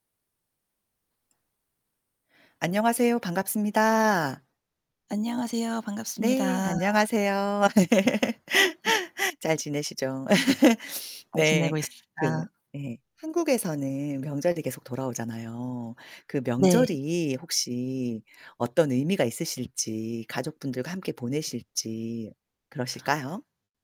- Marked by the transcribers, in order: tapping; laugh; sniff; distorted speech
- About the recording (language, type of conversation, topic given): Korean, unstructured, 한국에서 명절은 어떤 의미가 있나요?